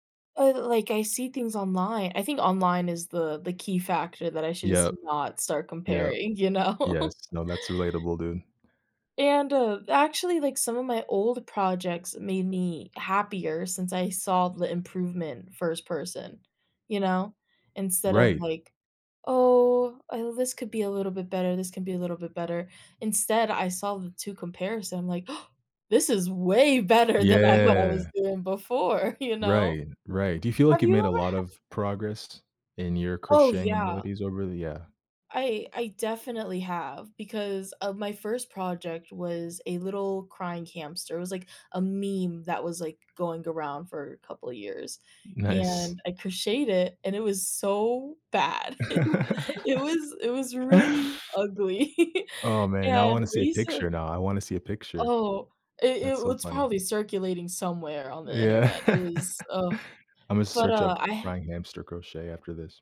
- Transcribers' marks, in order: tapping; laughing while speaking: "know?"; other background noise; gasp; stressed: "way"; laughing while speaking: "better than I"; drawn out: "Yeah"; chuckle; laughing while speaking: "Nice"; laugh; stressed: "so bad"; chuckle; laugh; laugh
- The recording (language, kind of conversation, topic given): English, unstructured, Have you ever felt stuck making progress in a hobby?